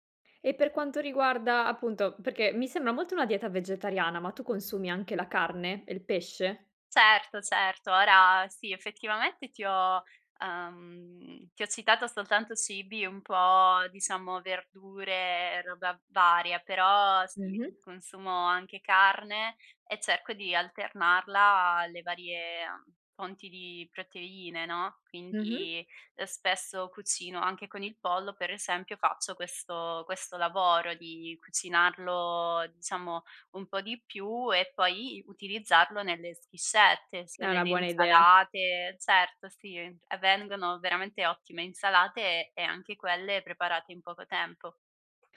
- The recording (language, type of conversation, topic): Italian, podcast, Come scegli cosa mangiare quando sei di fretta?
- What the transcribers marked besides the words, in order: "sembra" said as "semba"; tapping